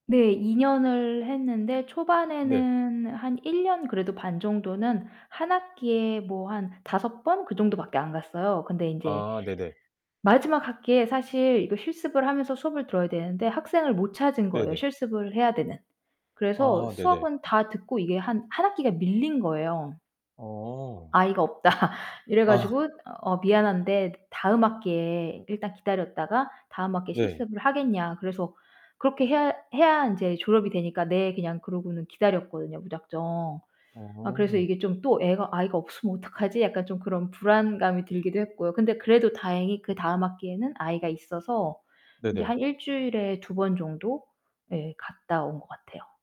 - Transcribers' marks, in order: other background noise; laughing while speaking: "없다"; laughing while speaking: "아"; distorted speech
- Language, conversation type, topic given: Korean, podcast, 가장 자랑스러웠던 순간은 언제였나요?